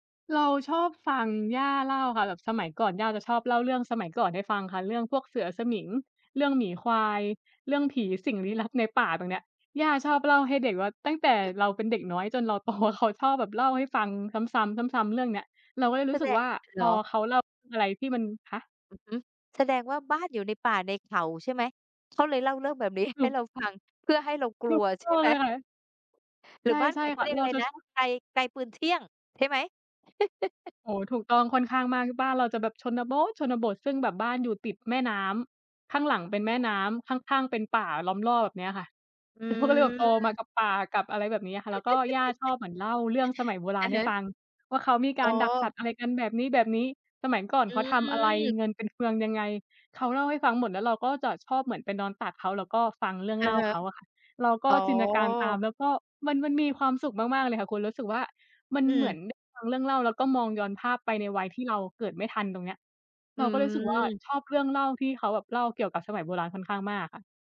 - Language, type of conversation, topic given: Thai, unstructured, เรื่องเล่าในครอบครัวที่คุณชอบที่สุดคือเรื่องอะไร?
- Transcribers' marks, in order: other noise; laughing while speaking: "โต"; "แสดง" said as "สะแดะ"; laughing while speaking: "นี้"; chuckle; tapping; laugh; "จินตนาการ" said as "จินนาการ"